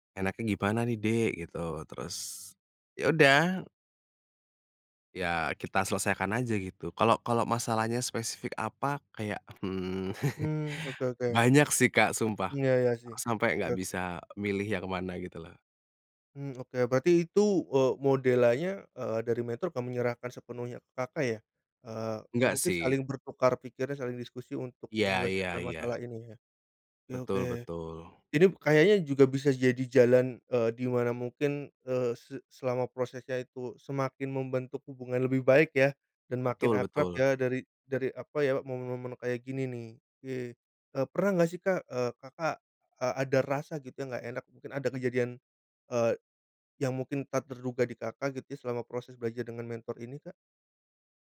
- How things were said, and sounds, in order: chuckle
- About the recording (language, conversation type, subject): Indonesian, podcast, Bagaimana cara Anda menjaga hubungan baik dengan mentor?